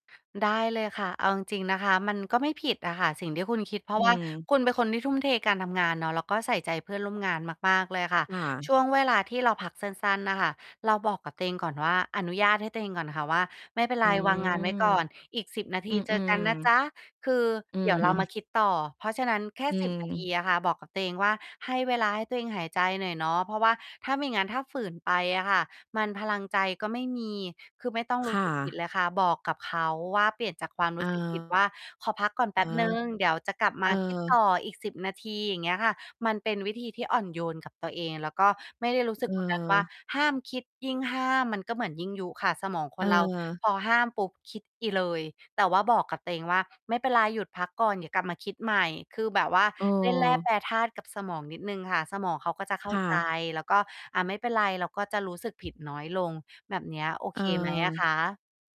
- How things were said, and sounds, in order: chuckle; distorted speech
- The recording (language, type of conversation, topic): Thai, advice, ฉันจะจัดสรรเวลาเพื่อพักผ่อนและเติมพลังได้อย่างไร?